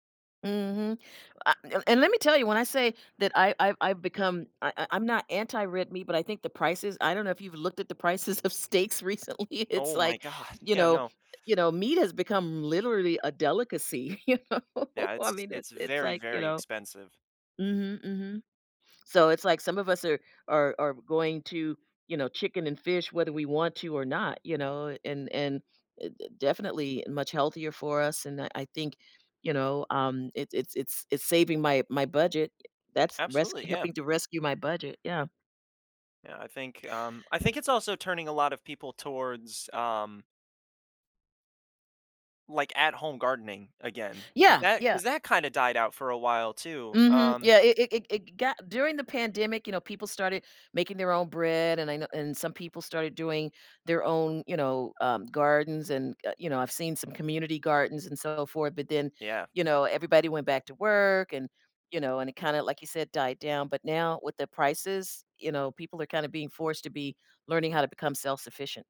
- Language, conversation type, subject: English, unstructured, What is your favorite comfort food, and why?
- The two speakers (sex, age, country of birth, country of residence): female, 60-64, United States, United States; male, 20-24, United States, United States
- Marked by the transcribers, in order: laughing while speaking: "steaks recently"; laughing while speaking: "god"; other background noise; laughing while speaking: "you know?"